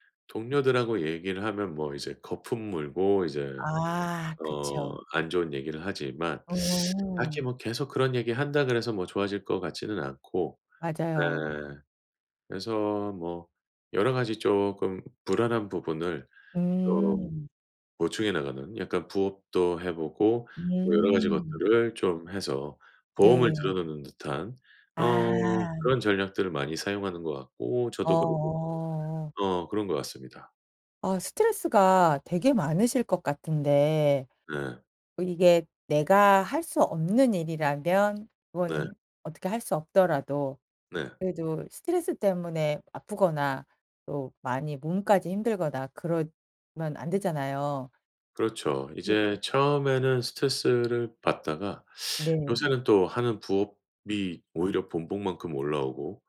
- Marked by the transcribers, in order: teeth sucking; tapping; unintelligible speech; other background noise; teeth sucking
- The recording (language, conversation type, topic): Korean, advice, 조직 개편으로 팀과 업무 방식이 급격히 바뀌어 불안할 때 어떻게 대처하면 좋을까요?